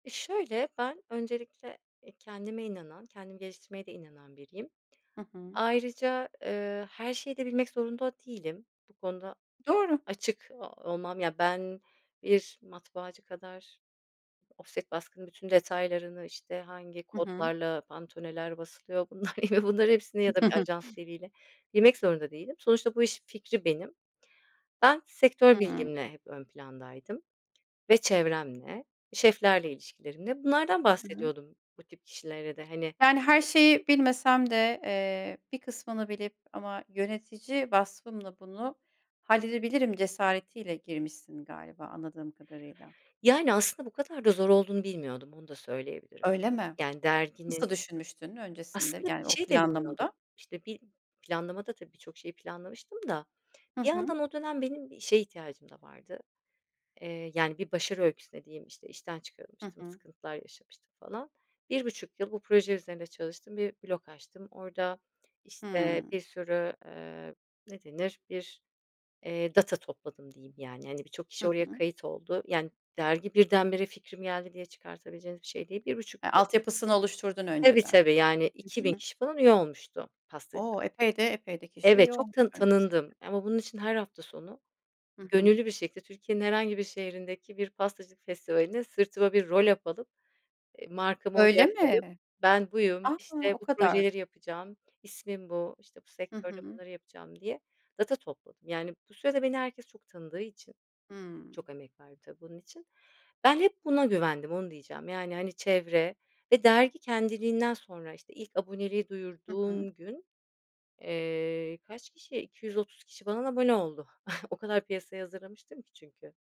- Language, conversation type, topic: Turkish, podcast, Seni en çok gururlandıran başarın neydi?
- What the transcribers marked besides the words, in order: in English: "pantone'ler"; laughing while speaking: "bunlar ya da bunların hepsini"; giggle; other background noise; tapping; in English: "roll up"; unintelligible speech; giggle